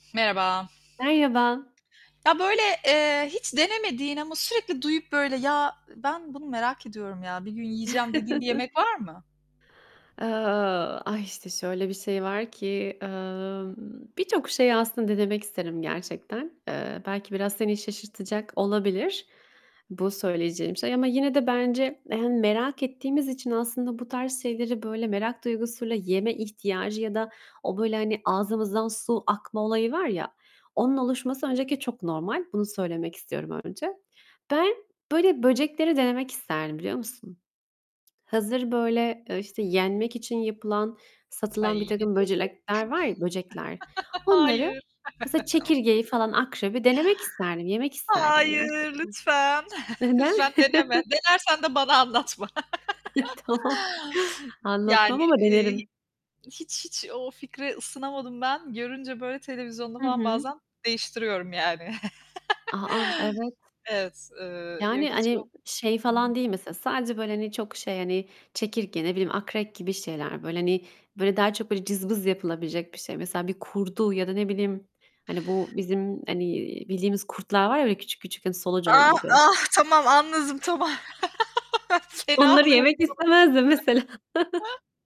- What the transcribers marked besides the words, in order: static; other background noise; chuckle; mechanical hum; tapping; "böcekler" said as "böcelekler"; chuckle; laughing while speaking: "Hayır, lütfen. Lütfen, deneme. Denersen de bana anlatma"; chuckle; distorted speech; laughing while speaking: "Neden?"; laughing while speaking: "Ay, tamam"; chuckle; chuckle; laughing while speaking: "tamam. Fena oluyorum konuştukça"; laugh; laughing while speaking: "mesela"
- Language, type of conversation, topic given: Turkish, unstructured, Hiç denemediğin ama merak ettiğin bir yemek var mı?